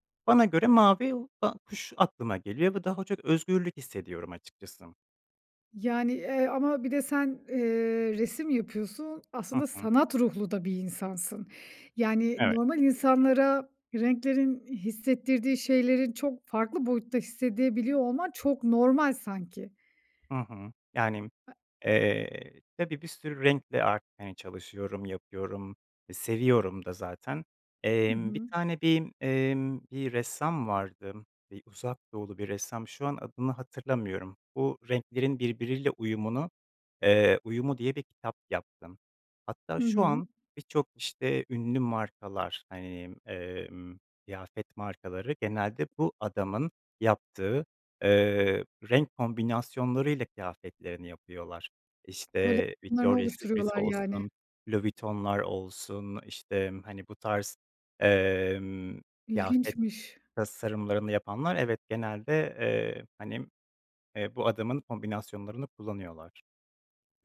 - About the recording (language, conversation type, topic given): Turkish, podcast, Renkler ruh halini nasıl etkiler?
- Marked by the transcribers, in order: unintelligible speech; tapping; unintelligible speech